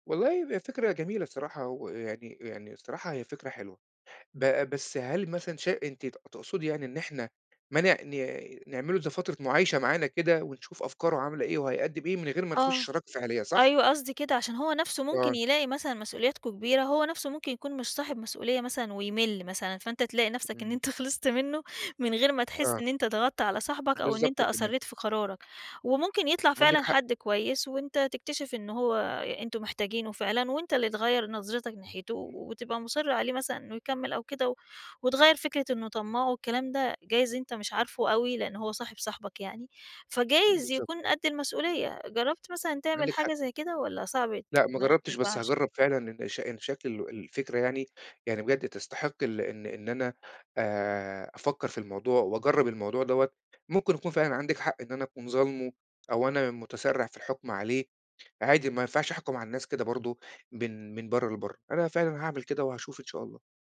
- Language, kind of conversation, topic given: Arabic, advice, إزاي أتعامل مع خلافي مع الشريك المؤسس بخصوص رؤية الشركة؟
- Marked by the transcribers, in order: laughing while speaking: "خلصت منه"; other noise; tapping